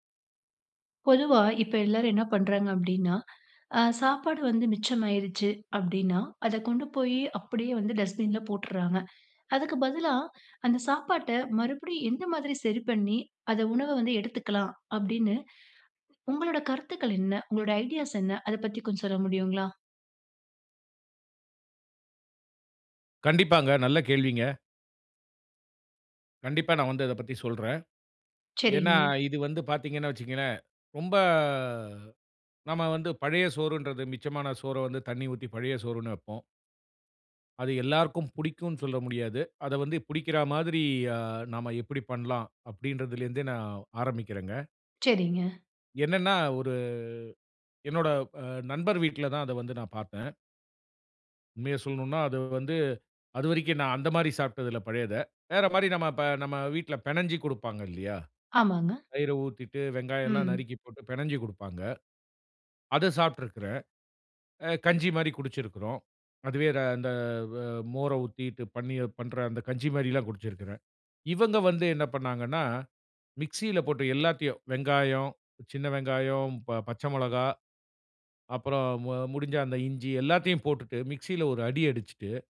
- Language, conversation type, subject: Tamil, podcast, மிச்சமான உணவை புதிதுபோல் சுவையாக மாற்றுவது எப்படி?
- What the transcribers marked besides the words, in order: inhale; in English: "டஸ்ட்பின்ல"; inhale; inhale; in English: "ஐடியாஸ்"; drawn out: "ரொம்ப"; drawn out: "ஒரு"